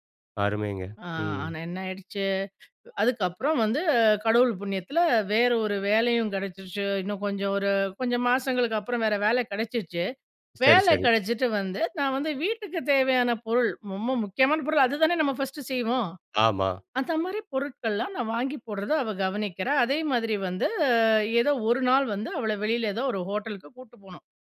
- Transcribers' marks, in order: inhale; drawn out: "வந்து"
- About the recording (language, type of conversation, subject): Tamil, podcast, குழந்தைகளிடம் நம்பிக்கை நீங்காமல் இருக்க எப்படி கற்றுக்கொடுப்பது?